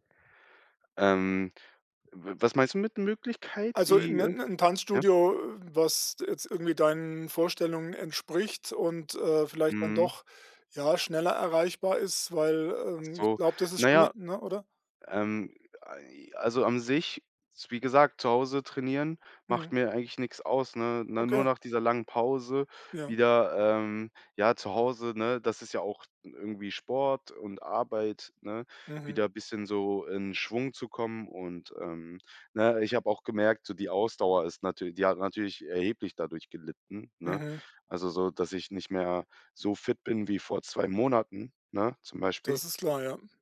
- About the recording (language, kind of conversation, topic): German, advice, Wie finde ich nach einer langen Pause wieder Motivation für Sport?
- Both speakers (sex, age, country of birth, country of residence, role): male, 25-29, Germany, Germany, user; male, 60-64, Germany, Germany, advisor
- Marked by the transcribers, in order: unintelligible speech; unintelligible speech